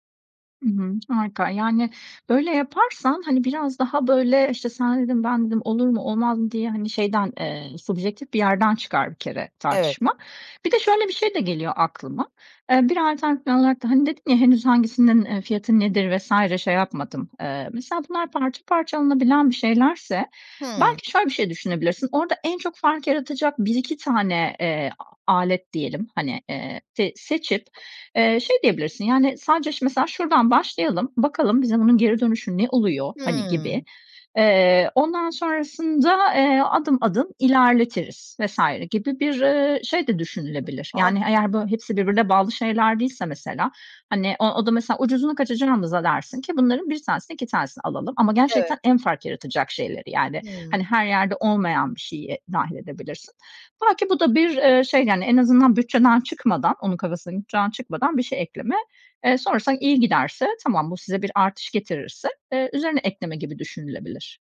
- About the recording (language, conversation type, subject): Turkish, advice, Ortağınızla işin yönü ve vizyon konusunda büyük bir fikir ayrılığı yaşıyorsanız bunu nasıl çözebilirsiniz?
- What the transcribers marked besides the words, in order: tapping; unintelligible speech; other background noise